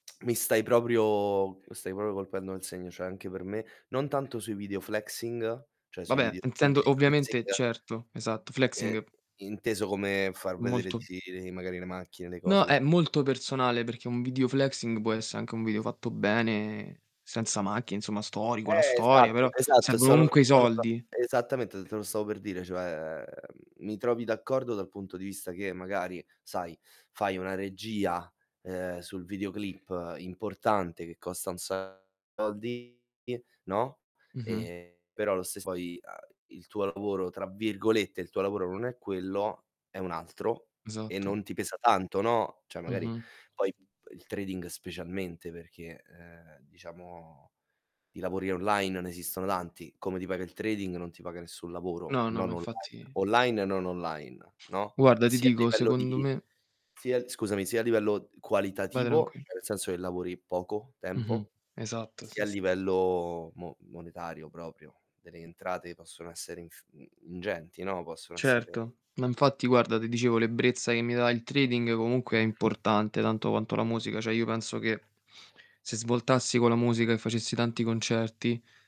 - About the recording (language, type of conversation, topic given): Italian, unstructured, Qual è la parte più piacevole della tua giornata lavorativa?
- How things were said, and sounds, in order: "proprio" said as "popio"; "cioè" said as "ceh"; tapping; "cioè" said as "ceh"; static; distorted speech; in English: "flexing"; other background noise; background speech; drawn out: "cioè"; "cioè" said as "ceh"; "cioè" said as "ceh"; door; "Cioè" said as "ceh"